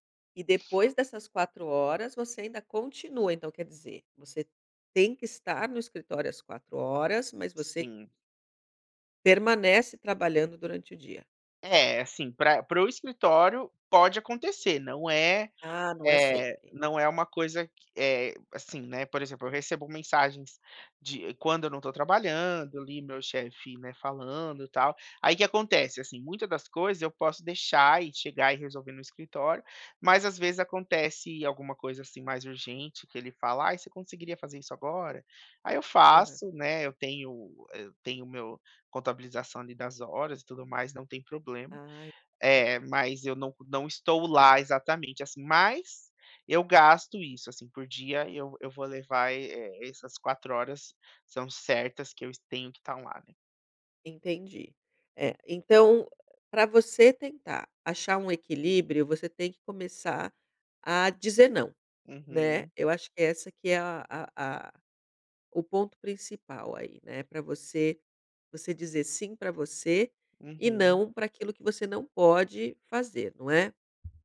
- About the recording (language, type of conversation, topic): Portuguese, advice, Como posso manter o equilíbrio entre o trabalho e a vida pessoal ao iniciar a minha startup?
- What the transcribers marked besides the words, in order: other noise; tapping